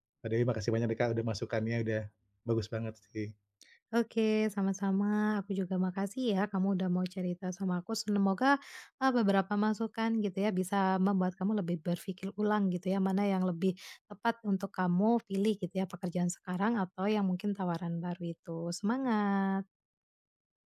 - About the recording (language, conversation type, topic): Indonesian, advice, Bagaimana cara memutuskan apakah saya sebaiknya menerima atau menolak tawaran pekerjaan di bidang yang baru bagi saya?
- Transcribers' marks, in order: in English: "By the way"; "Semoga" said as "senemoga"